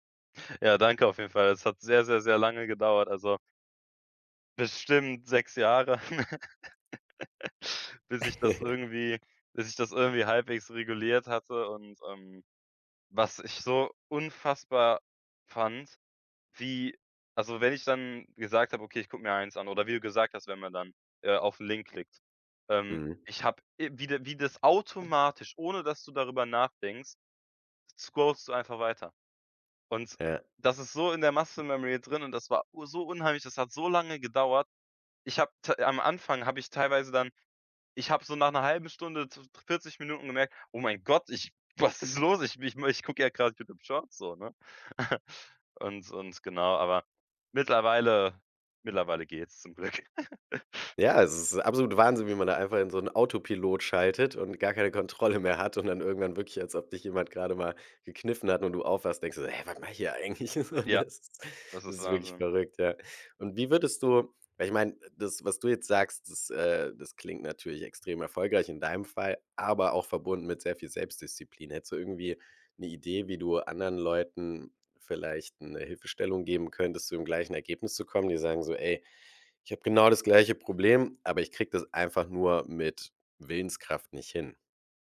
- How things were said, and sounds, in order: laugh; chuckle; other background noise; in English: "muscle memory"; chuckle; laugh; laughing while speaking: "Kontrolle"; put-on voice: "Hä, warte mal hier"; laughing while speaking: "eigentlich"; chuckle; stressed: "aber"
- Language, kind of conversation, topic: German, podcast, Wie vermeidest du, dass Social Media deinen Alltag bestimmt?